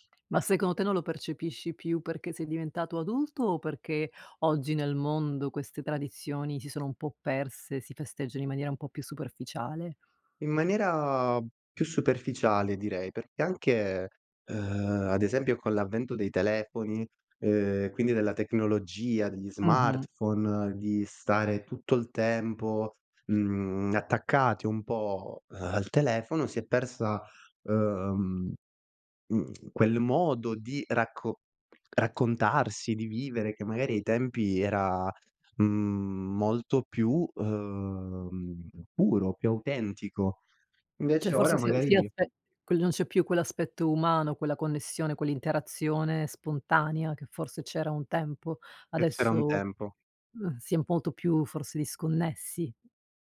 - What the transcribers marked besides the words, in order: tsk; other background noise
- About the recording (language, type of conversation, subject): Italian, podcast, Qual è una tradizione di famiglia che ti emoziona?